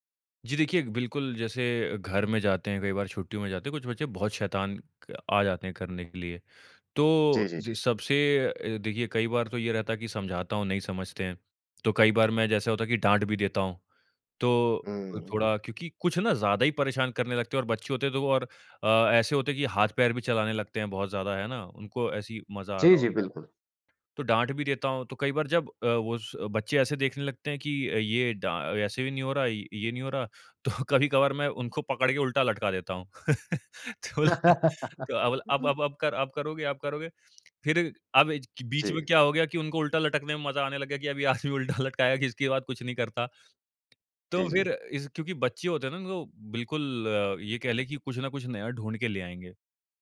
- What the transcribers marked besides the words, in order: laughing while speaking: "तो"; laugh
- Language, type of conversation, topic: Hindi, podcast, कोई बार-बार आपकी हद पार करे तो आप क्या करते हैं?